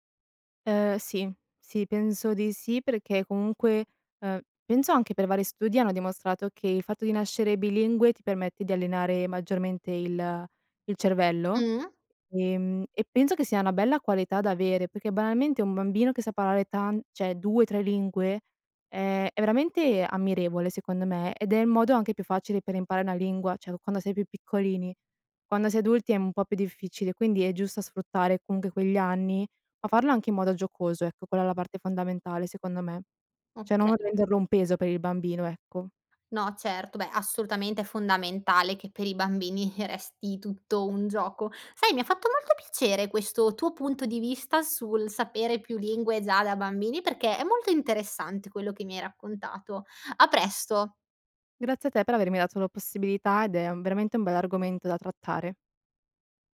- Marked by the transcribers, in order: "cioè" said as "ceh"; "cioè" said as "ceh"; "cioè" said as "ceh"; laughing while speaking: "bambini"
- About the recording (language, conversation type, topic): Italian, podcast, Che ruolo ha la lingua in casa tua?